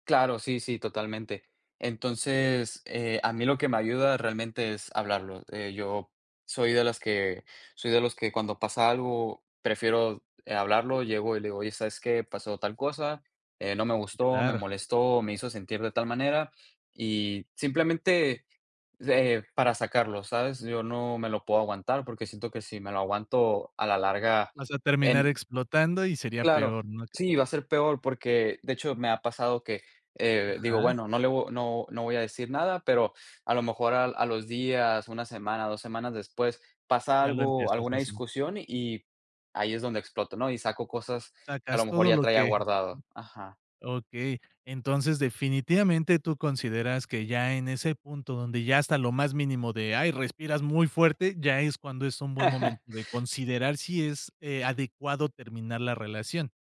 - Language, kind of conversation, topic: Spanish, podcast, ¿Cómo eliges a una pareja y cómo sabes cuándo es momento de terminar una relación?
- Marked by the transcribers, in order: other background noise; laugh